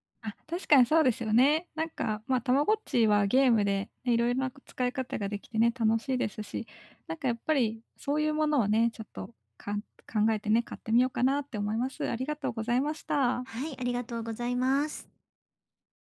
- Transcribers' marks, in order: none
- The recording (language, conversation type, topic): Japanese, advice, 他人と比べて物を買いたくなる気持ちをどうすればやめられますか？